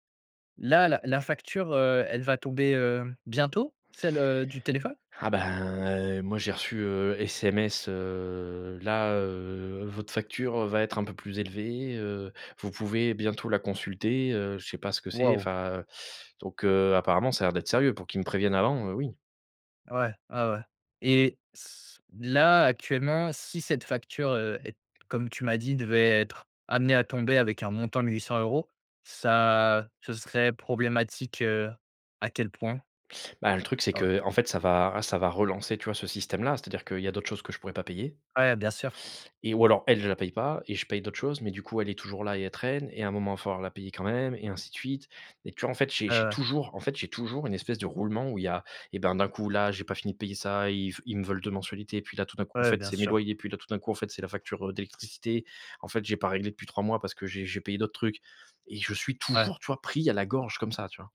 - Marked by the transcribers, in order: none
- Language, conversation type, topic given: French, advice, Comment gérer le stress provoqué par des factures imprévues qui vident votre compte ?